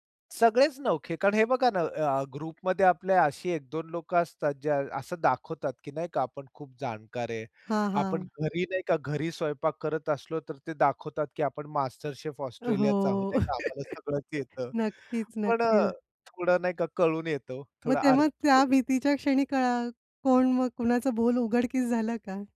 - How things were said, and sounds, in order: in English: "ग्रुपमध्ये"; chuckle; other background noise; tapping
- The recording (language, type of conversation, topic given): Marathi, podcast, तुमच्या आयुष्यातली सर्वात अविस्मरणीय साहसकथा कोणती आहे?